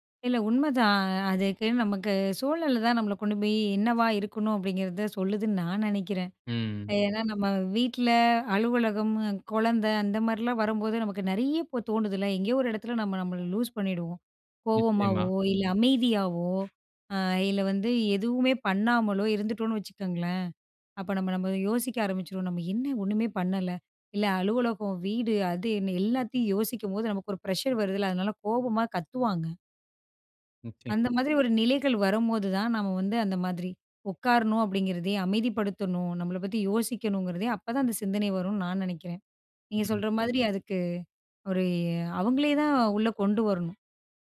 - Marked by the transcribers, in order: drawn out: "உண்மதான்"; in English: "லூஸ் லூஸ்"; other noise; in English: "ப்ரெஷர்"
- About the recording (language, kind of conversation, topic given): Tamil, podcast, தியானத்தின் போது வரும் எதிர்மறை எண்ணங்களை நீங்கள் எப்படிக் கையாள்கிறீர்கள்?